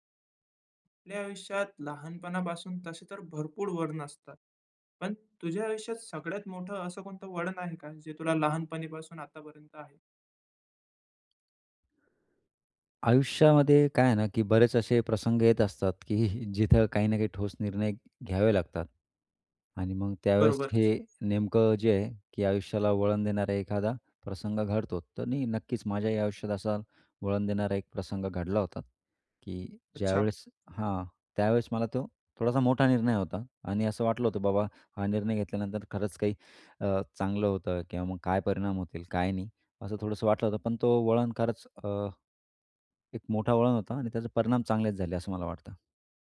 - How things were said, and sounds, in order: other background noise
- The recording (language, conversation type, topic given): Marathi, podcast, तुझ्या आयुष्यातला एक मोठा वळण कोणता होता?